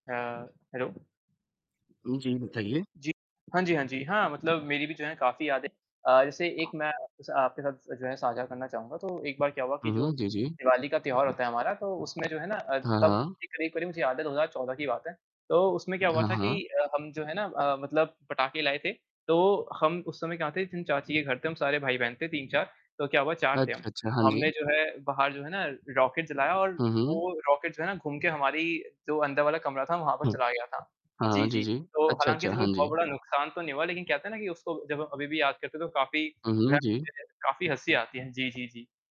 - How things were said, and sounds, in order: static; in English: "हैलो"; other background noise; distorted speech; tapping; unintelligible speech; unintelligible speech
- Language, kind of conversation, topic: Hindi, unstructured, आपके परिवार की सबसे मज़ेदार याद कौन सी है?